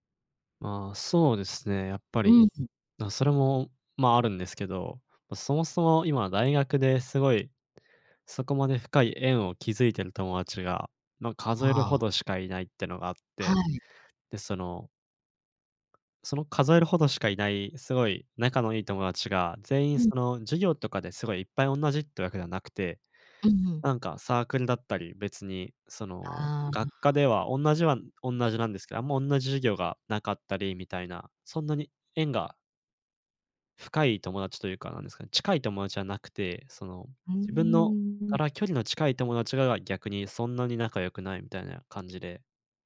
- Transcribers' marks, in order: none
- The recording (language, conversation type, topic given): Japanese, advice, 周囲に理解されず孤独を感じることについて、どのように向き合えばよいですか？
- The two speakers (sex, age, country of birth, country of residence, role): female, 50-54, Japan, Japan, advisor; male, 20-24, Japan, Japan, user